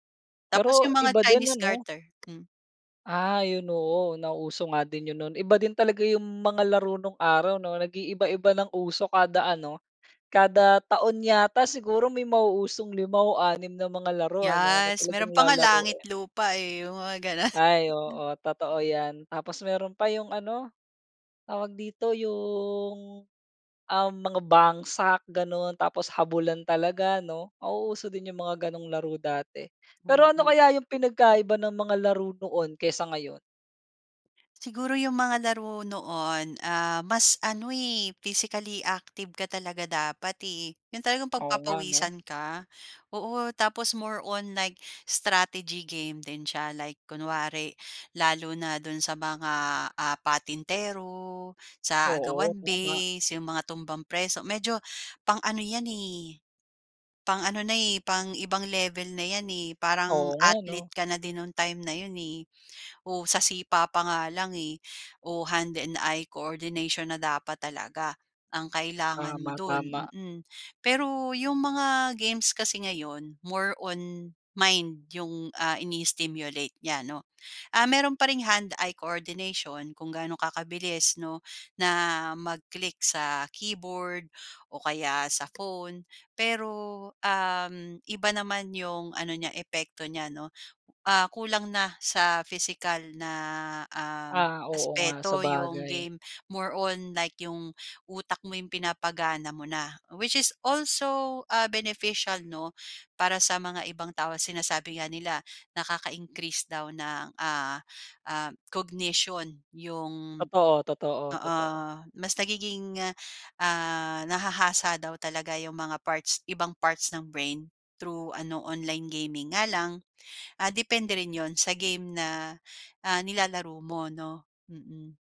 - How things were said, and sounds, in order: in English: "Chinese garter"; tapping; laughing while speaking: "gano'n"; other background noise; other noise; in English: "more on like strategy game"; in English: "hand and eye coordination"; in English: "ini-stimulate"; in English: "hand-eye coordination"; in English: "More on like"; in English: "Which is also, ah, beneficial"; in English: "cognition"
- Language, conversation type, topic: Filipino, podcast, Ano ang paborito mong laro noong bata ka?